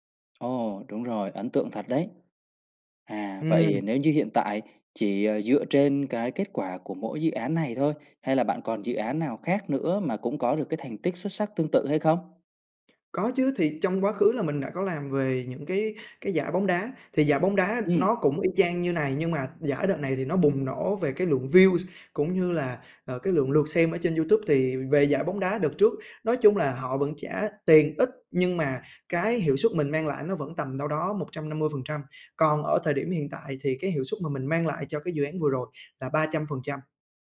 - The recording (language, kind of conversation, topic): Vietnamese, advice, Làm thế nào để xin tăng lương hoặc thăng chức với sếp?
- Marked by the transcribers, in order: tapping; in English: "views"